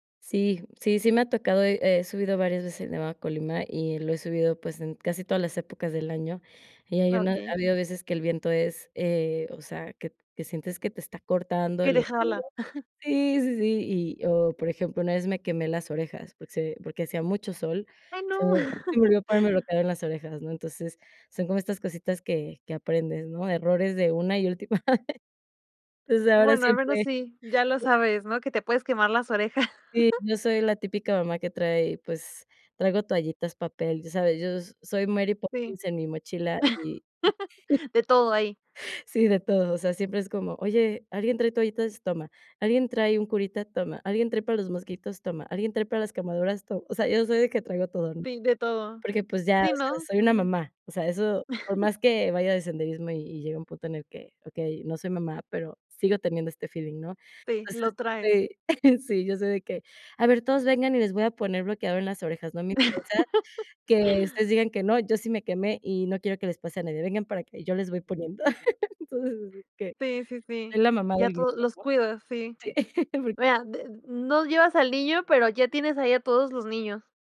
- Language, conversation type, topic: Spanish, podcast, ¿Qué es lo que más disfrutas de tus paseos al aire libre?
- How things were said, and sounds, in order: chuckle; laugh; laughing while speaking: "última"; laugh; laugh; laugh; chuckle; chuckle; laugh; other background noise; laugh; laugh